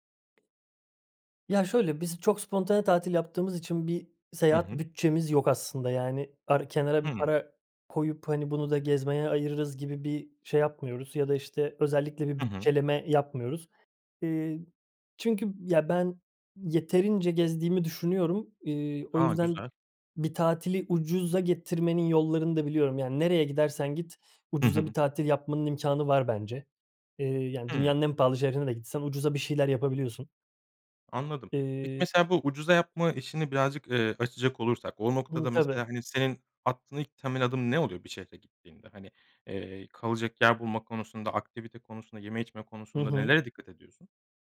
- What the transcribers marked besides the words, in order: tapping
- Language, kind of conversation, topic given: Turkish, podcast, En iyi seyahat tavsiyen nedir?